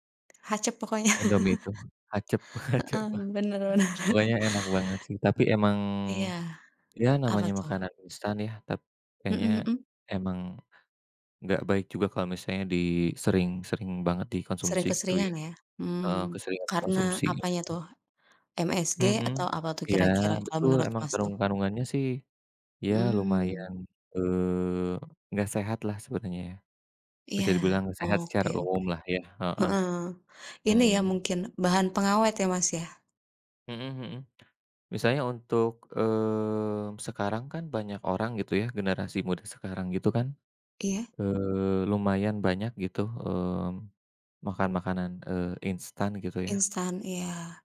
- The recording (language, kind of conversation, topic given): Indonesian, unstructured, Apakah generasi muda terlalu sering mengonsumsi makanan instan?
- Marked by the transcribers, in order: other background noise; chuckle; laughing while speaking: "hacep"; laughing while speaking: "benar benar"; drawn out: "mmm"